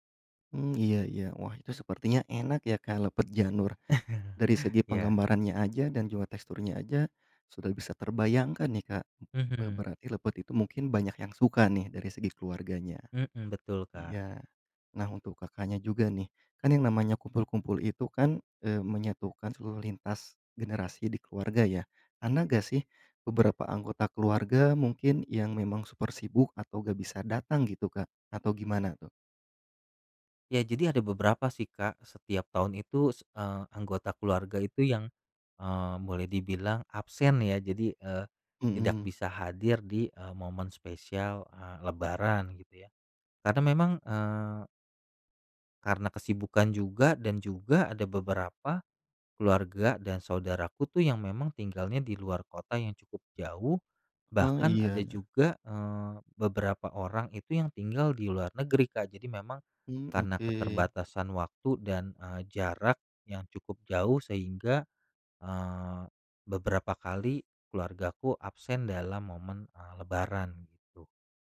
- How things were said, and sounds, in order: chuckle; other noise; "Anda" said as "ada"; other background noise
- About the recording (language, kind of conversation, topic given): Indonesian, podcast, Kegiatan apa yang menyatukan semua generasi di keluargamu?